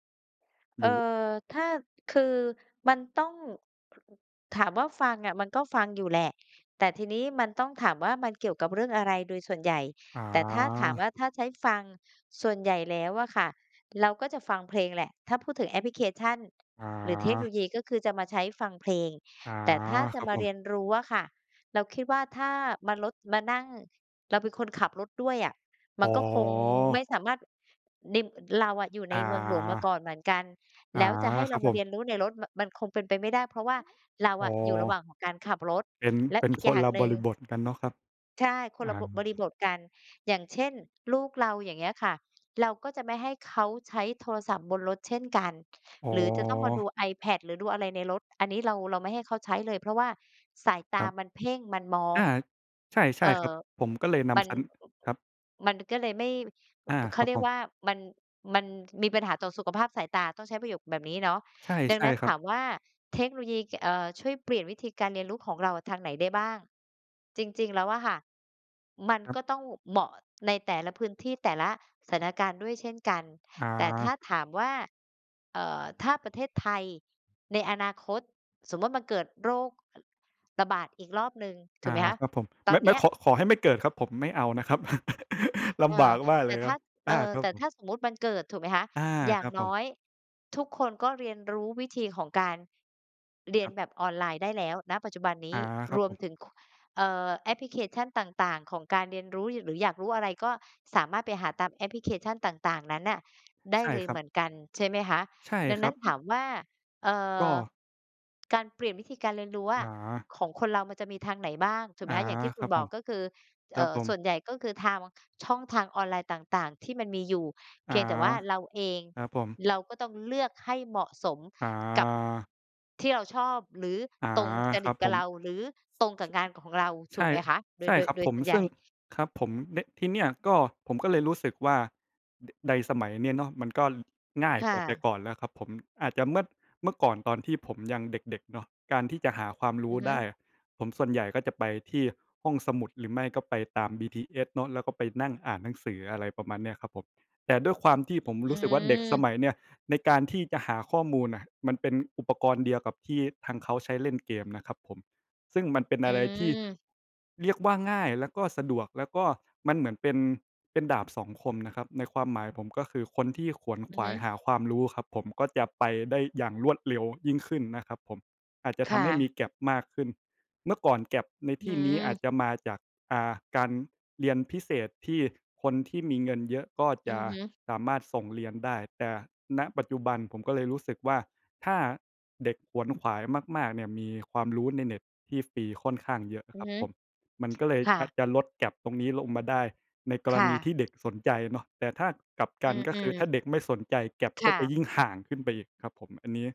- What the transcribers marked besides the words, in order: other background noise; tapping; other noise; laugh; stressed: "ห่าง"
- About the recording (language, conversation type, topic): Thai, unstructured, คุณคิดว่าอนาคตของการเรียนรู้จะเป็นอย่างไรเมื่อเทคโนโลยีเข้ามามีบทบาทมากขึ้น?